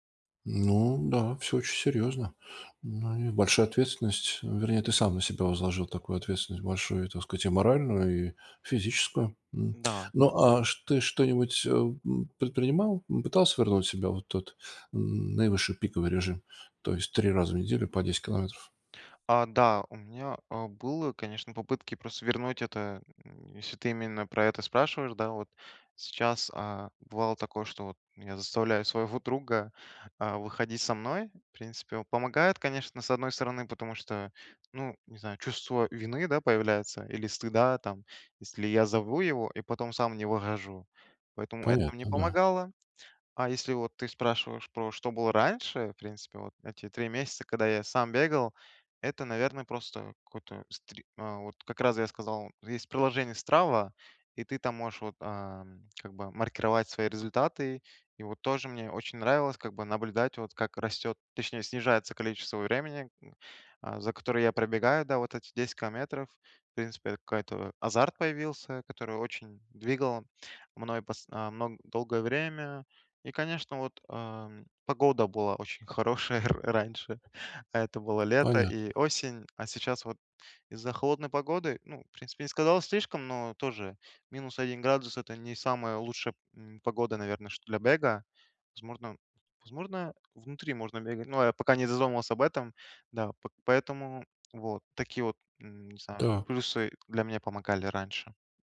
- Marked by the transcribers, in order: laughing while speaking: "своего"; laughing while speaking: "хорошая р раньше"; tapping; other background noise
- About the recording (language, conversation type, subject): Russian, advice, Как восстановиться после срыва, не впадая в отчаяние?